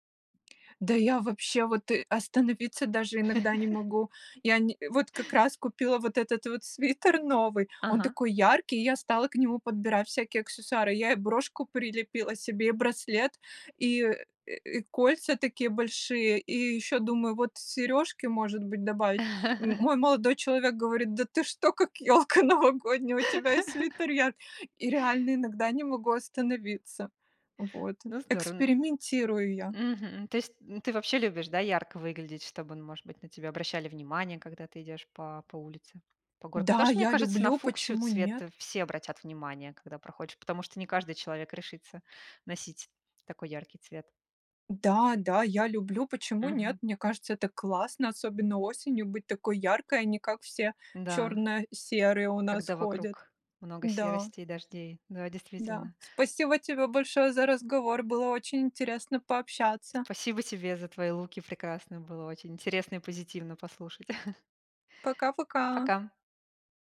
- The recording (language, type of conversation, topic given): Russian, podcast, Откуда ты черпаешь вдохновение для создания образов?
- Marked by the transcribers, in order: tapping; chuckle; laugh; laughing while speaking: "ёлка новогодняя"; laugh; other background noise; chuckle